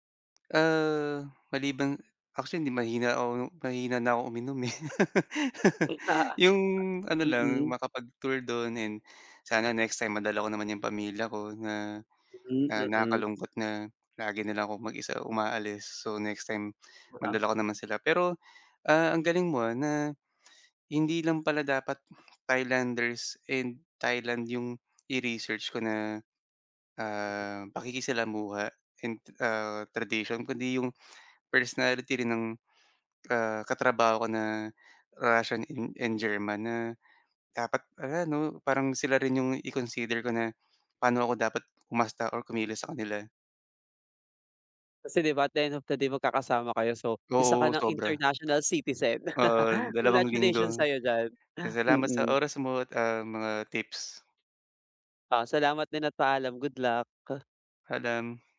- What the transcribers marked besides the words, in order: tapping; laugh; other background noise; in English: "at the end of the day"; chuckle
- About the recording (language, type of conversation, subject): Filipino, advice, Paano ko mapapahusay ang praktikal na kasanayan ko sa komunikasyon kapag lumipat ako sa bagong lugar?